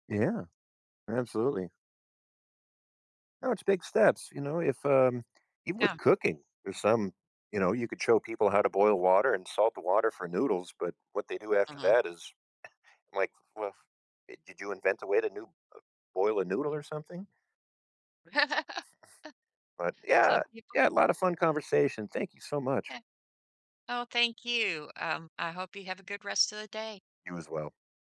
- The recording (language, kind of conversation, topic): English, unstructured, When should I teach a friend a hobby versus letting them explore?
- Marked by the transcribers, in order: scoff; laugh; chuckle